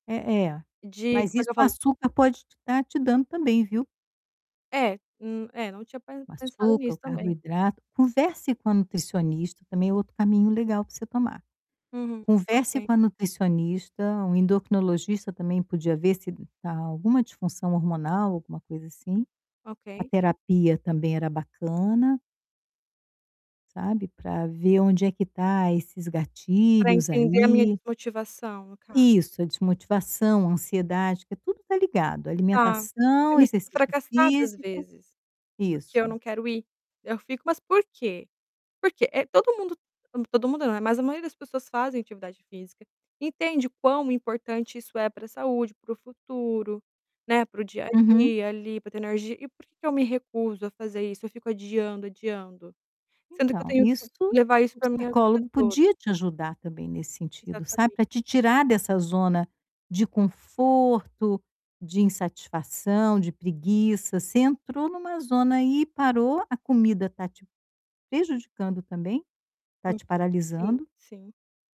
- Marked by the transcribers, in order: tapping; distorted speech; unintelligible speech
- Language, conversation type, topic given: Portuguese, advice, Como posso criar o hábito de fazer atividade física regularmente mesmo tendo ansiedade?